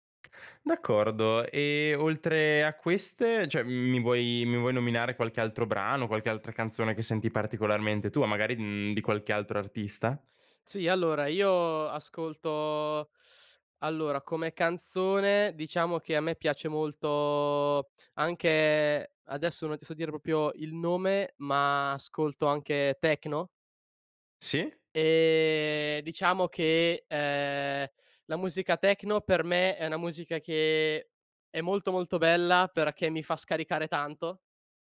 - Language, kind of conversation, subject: Italian, podcast, Che playlist senti davvero tua, e perché?
- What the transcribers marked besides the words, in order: "cioè" said as "ceh"; "proprio" said as "propio"